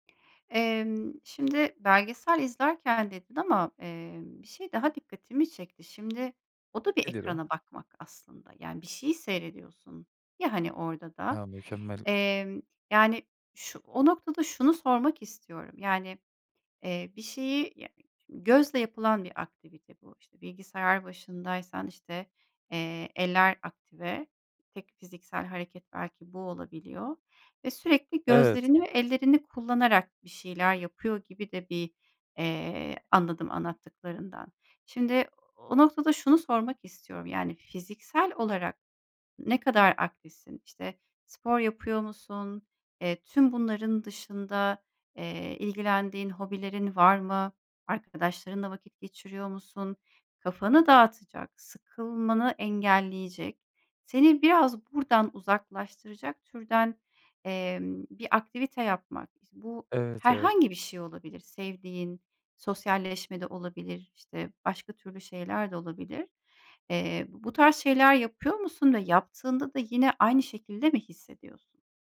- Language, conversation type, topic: Turkish, advice, Günlük yaşamda dikkat ve farkındalık eksikliği sizi nasıl etkiliyor?
- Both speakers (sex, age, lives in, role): female, 40-44, Germany, advisor; male, 25-29, Netherlands, user
- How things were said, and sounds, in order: other background noise